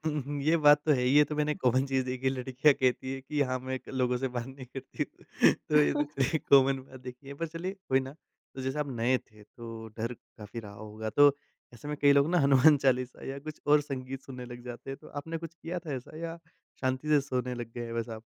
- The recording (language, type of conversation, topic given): Hindi, podcast, अकेले रहने की पहली रात का अनुभव बताइए?
- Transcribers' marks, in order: laughing while speaking: "कॉमन"; in English: "कॉमन"; chuckle; laughing while speaking: "बात नहीं करती। तो ये चलिए कॉमन बात देखी है"; in English: "कॉमन"; laughing while speaking: "हनुमान"